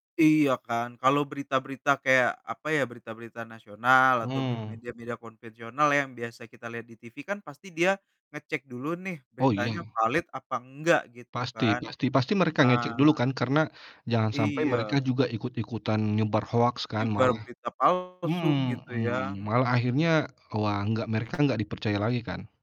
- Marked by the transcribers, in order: distorted speech
- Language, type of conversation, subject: Indonesian, unstructured, Bagaimana menurut kamu media sosial memengaruhi berita saat ini?